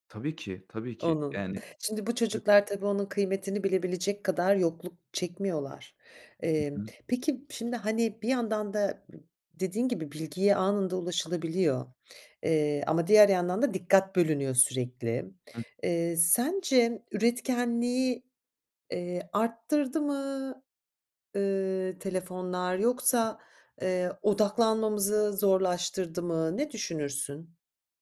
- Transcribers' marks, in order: unintelligible speech; other background noise
- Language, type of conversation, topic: Turkish, podcast, Akıllı telefonlar hayatımızı nasıl değiştirdi?